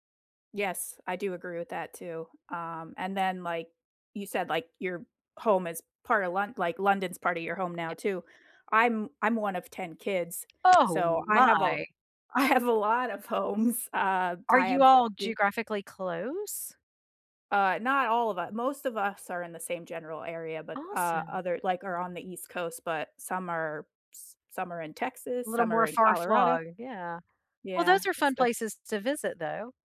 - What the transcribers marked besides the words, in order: tapping; surprised: "Oh, my!"; laughing while speaking: "I have"; laughing while speaking: "homes"; "far-flung" said as "far-flug"
- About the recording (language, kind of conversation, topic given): English, unstructured, How has your sense of home evolved from childhood to now, and what experiences have shaped it?